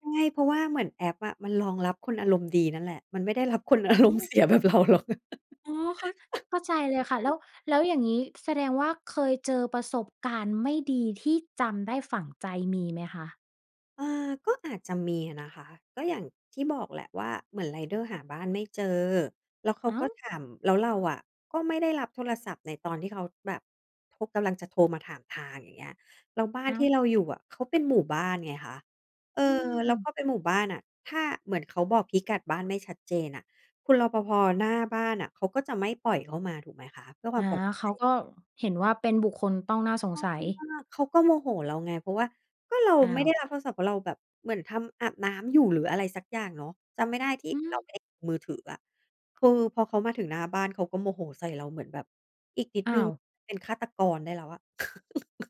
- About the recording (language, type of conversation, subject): Thai, podcast, คุณใช้บริการส่งอาหารบ่อยแค่ไหน และมีอะไรที่ชอบหรือไม่ชอบเกี่ยวกับบริการนี้บ้าง?
- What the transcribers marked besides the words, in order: other background noise; tapping; laughing while speaking: "อารมณ์เสียแบบเราหรอก"; chuckle; unintelligible speech; unintelligible speech; chuckle